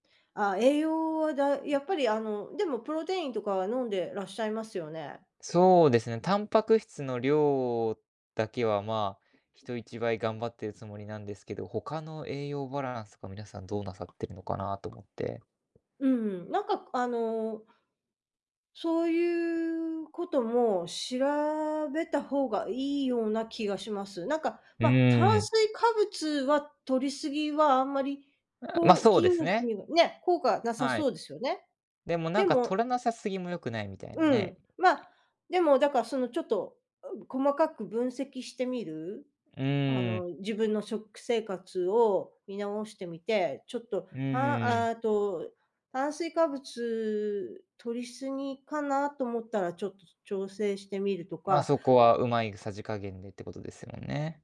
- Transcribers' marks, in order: tapping; other background noise
- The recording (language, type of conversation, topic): Japanese, advice, 運動やトレーニングの後、疲労がなかなか回復しないのはなぜですか？